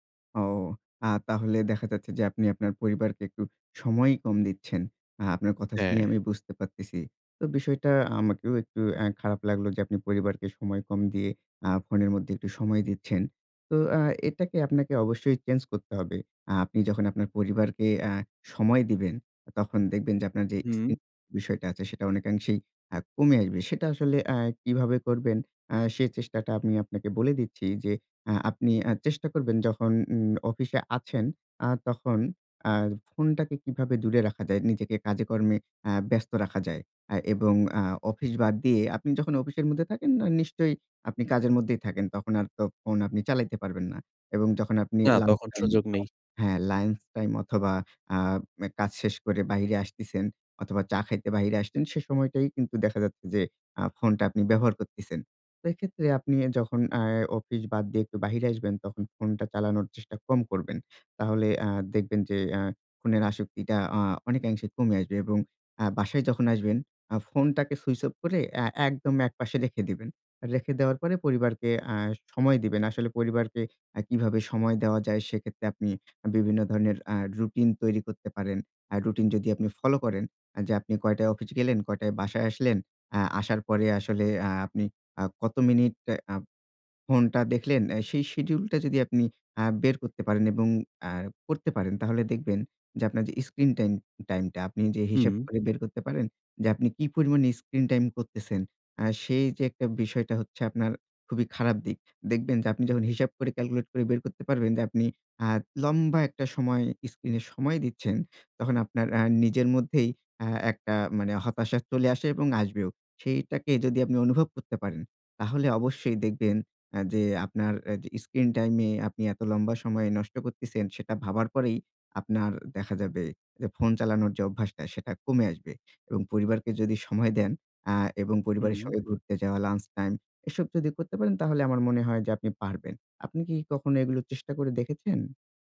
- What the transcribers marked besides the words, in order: "করছেন" said as "করতিছেন"
- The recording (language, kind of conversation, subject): Bengali, advice, আমি কীভাবে ট্রিগার শনাক্ত করে সেগুলো বদলে ক্ষতিকর অভ্যাস বন্ধ রাখতে পারি?